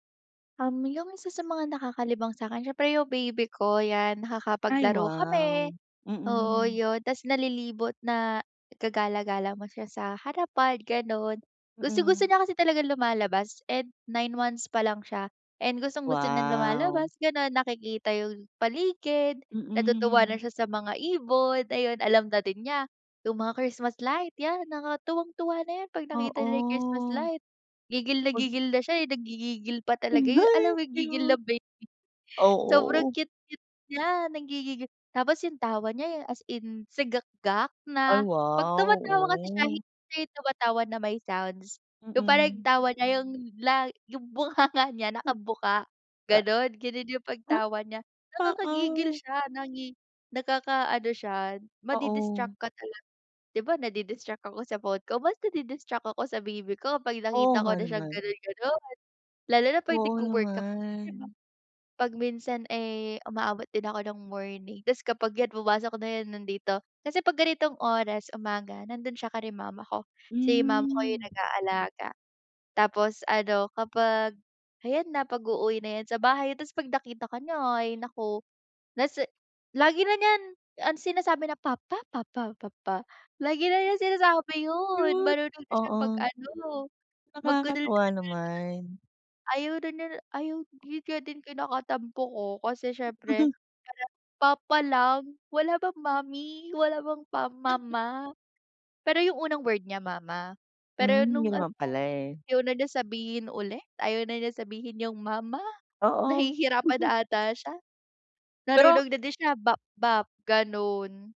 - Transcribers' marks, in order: laughing while speaking: "bunganga niya"; tapping; chuckle
- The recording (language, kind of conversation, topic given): Filipino, advice, Paano ka madaling naaabala ng mga abiso at ng panlipunang midya?